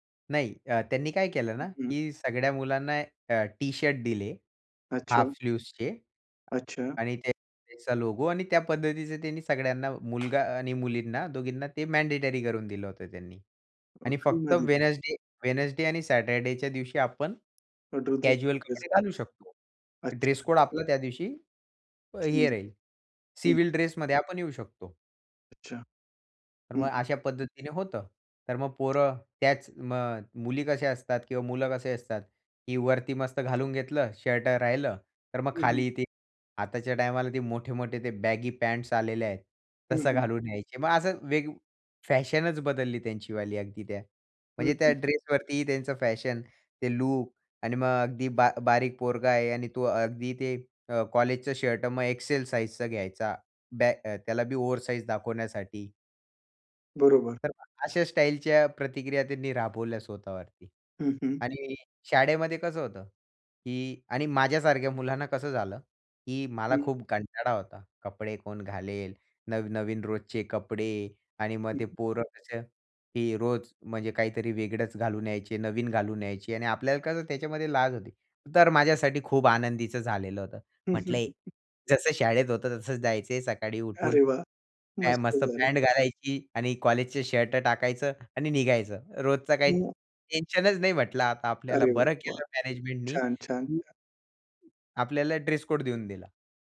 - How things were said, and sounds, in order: in English: "हाफ स्लीव्सचे"; other background noise; door; in English: "मँडेटरी"; unintelligible speech; in English: "कॅज्युअल"; tapping; chuckle; unintelligible speech; in English: "ड्रेस कोड"
- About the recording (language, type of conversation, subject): Marathi, podcast, शाळा किंवा महाविद्यालयातील पोशाख नियमांमुळे तुमच्या स्वतःच्या शैलीवर कसा परिणाम झाला?